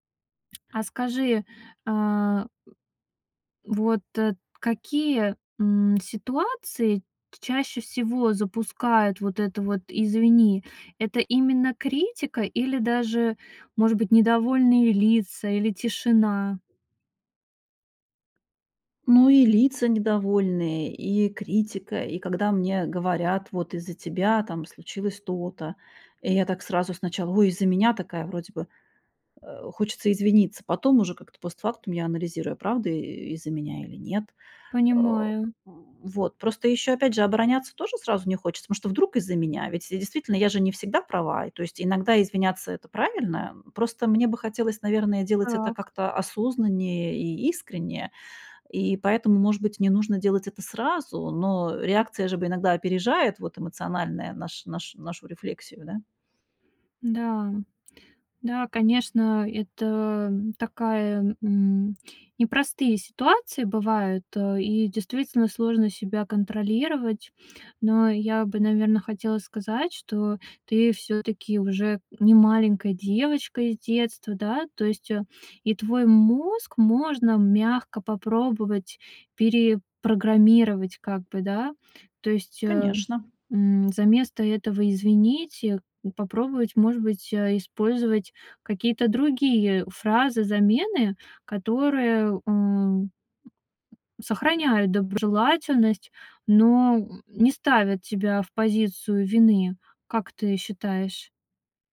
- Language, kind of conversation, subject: Russian, advice, Почему я всегда извиняюсь, даже когда не виноват(а)?
- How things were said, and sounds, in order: tapping; other background noise